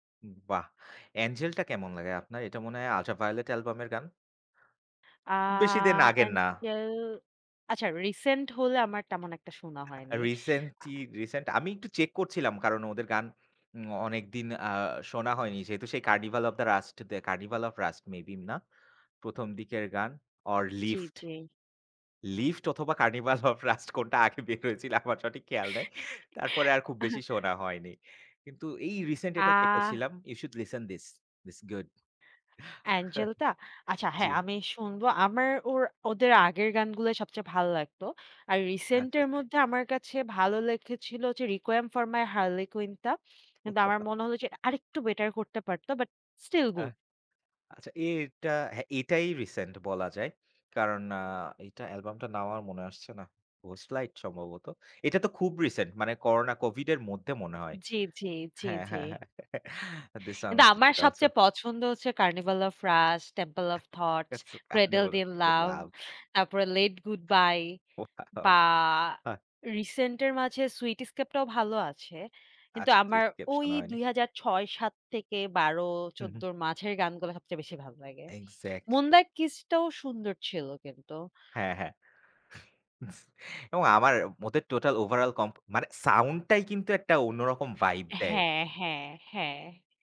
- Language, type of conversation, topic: Bengali, unstructured, আপনার জীবনের সবচেয়ে বড় আকাঙ্ক্ষা কী?
- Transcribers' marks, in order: laughing while speaking: "কার্নিভাল অফ রাস্ট কোনটা আগে বের হয়েছিল আমার সঠিক খেয়াল নাই"; laugh; in English: "ইউ সুড় লিসেন থিস, থিস ইস গুড"; chuckle; in English: "রিকোয়েম ফর মাই হারলি কুইন"; chuckle; laughing while speaking: "হ্যাঁ, হ্যাঁ, হ্যাঁ"; chuckle; in English: "থিস সংস ইস গুড আলসো"; laughing while speaking: "আপনি বলুন লাভ"; unintelligible speech; laughing while speaking: "অয়াও! হ্যাঁ"; chuckle